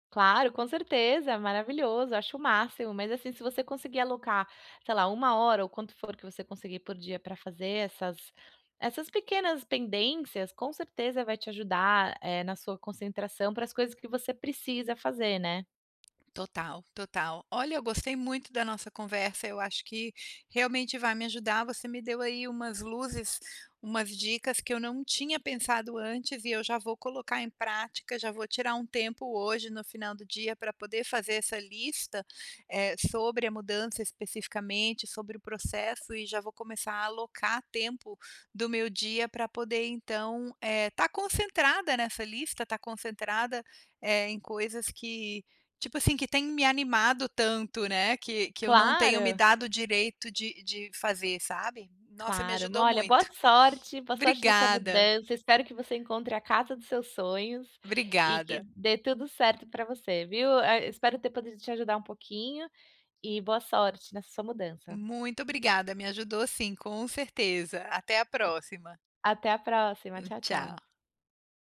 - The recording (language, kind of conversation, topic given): Portuguese, advice, Como posso me concentrar quando minha mente está muito agitada?
- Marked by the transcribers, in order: tapping; other background noise